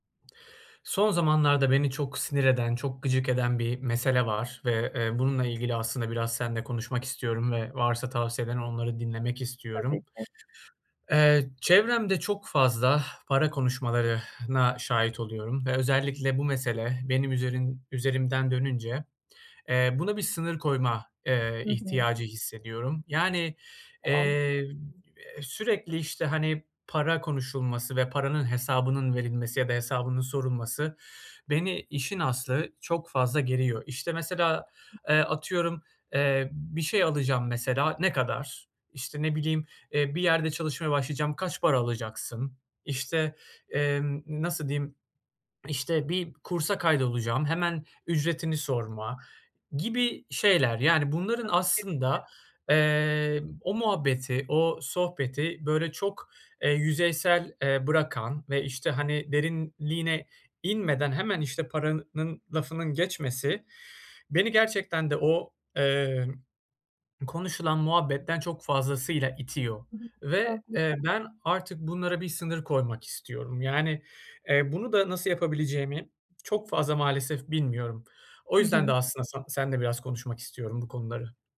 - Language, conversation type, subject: Turkish, advice, Ailemle veya arkadaşlarımla para konularında nasıl sınır koyabilirim?
- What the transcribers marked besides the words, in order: other background noise; exhale; tapping; unintelligible speech; unintelligible speech